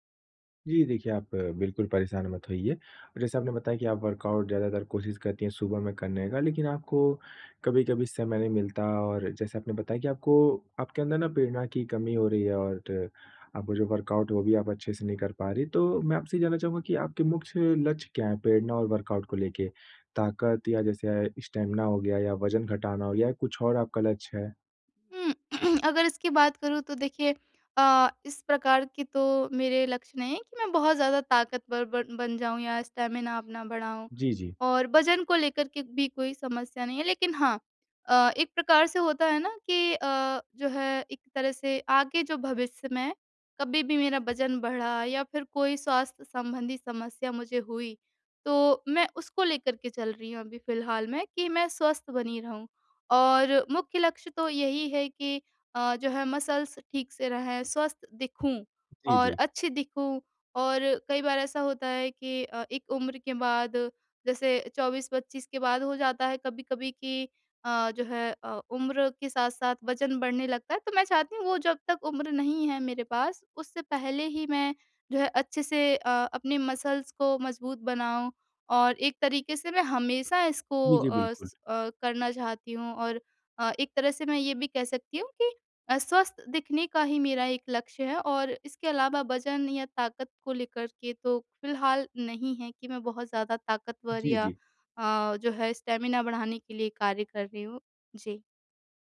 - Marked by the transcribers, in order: in English: "वर्कआउट"; in English: "वर्कआउट"; in English: "वर्कआउट"; in English: "स्टैमिना"; throat clearing; tapping; in English: "स्टैमिना"; in English: "मसल्स"; in English: "मसल्स"; in English: "स्टैमिना"
- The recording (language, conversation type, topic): Hindi, advice, प्रदर्शन में ठहराव के बाद फिर से प्रेरणा कैसे पाएं?